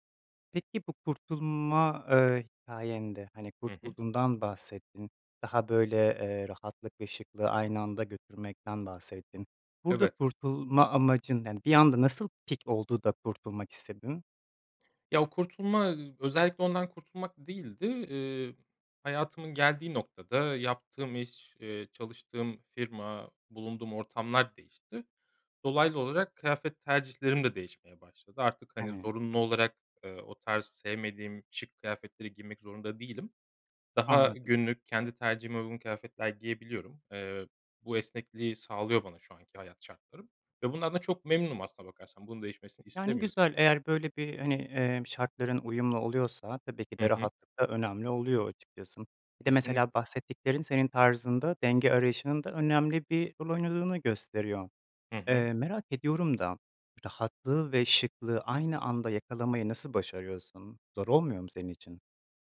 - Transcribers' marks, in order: none
- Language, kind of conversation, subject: Turkish, podcast, Giyinirken rahatlığı mı yoksa şıklığı mı önceliklendirirsin?